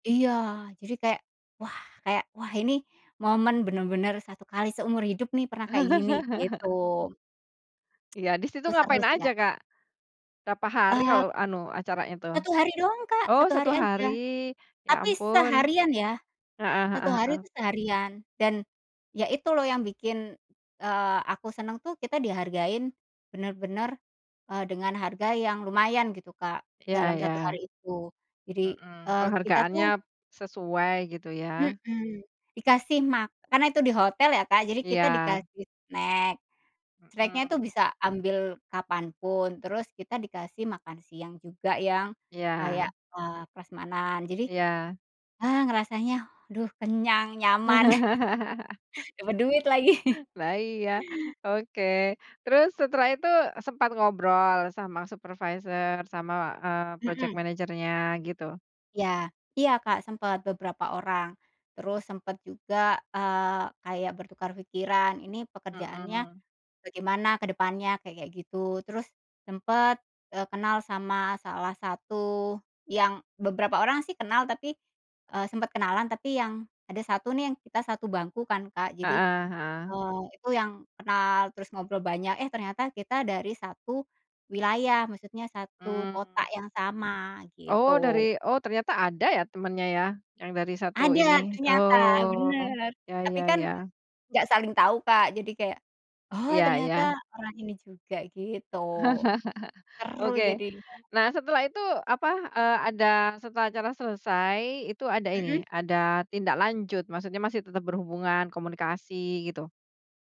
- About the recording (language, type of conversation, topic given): Indonesian, podcast, Bagaimana cara Anda menjaga hubungan kerja setelah acara selesai?
- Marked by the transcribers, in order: laugh; other background noise; tapping; laugh; chuckle; in English: "project manager-nya"; chuckle